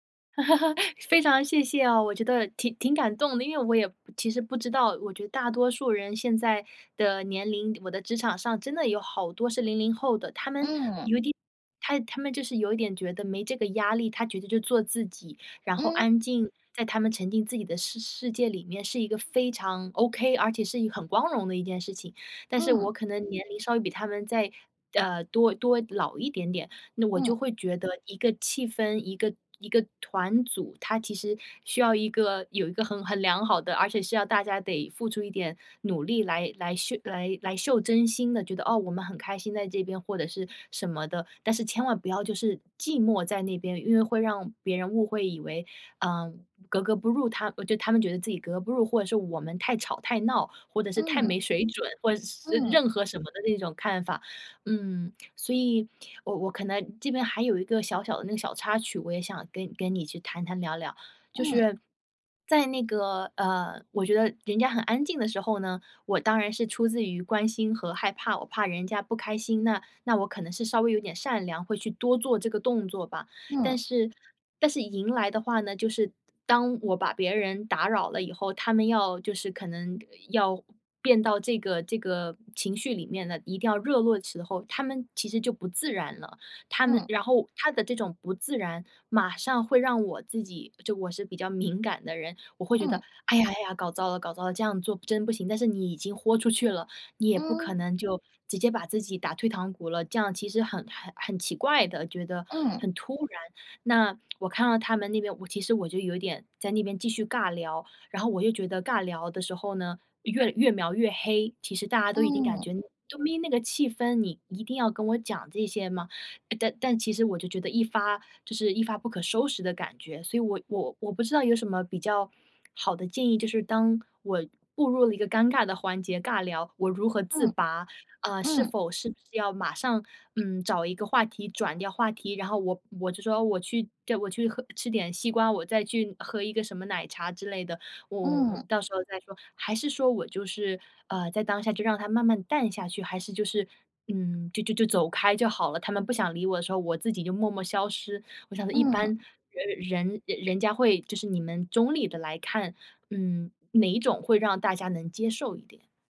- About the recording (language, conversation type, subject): Chinese, advice, 如何在社交场合应对尴尬局面
- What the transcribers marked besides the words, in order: laugh; swallow; other noise